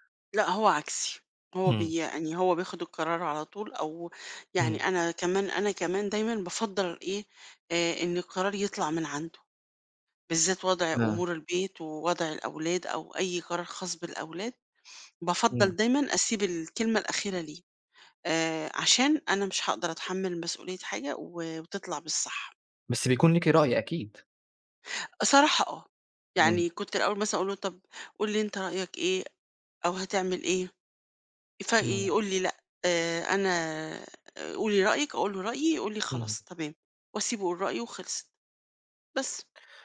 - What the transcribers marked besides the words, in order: tapping
- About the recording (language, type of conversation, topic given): Arabic, advice, إزاي أتجنب إني أأجل قرار كبير عشان خايف أغلط؟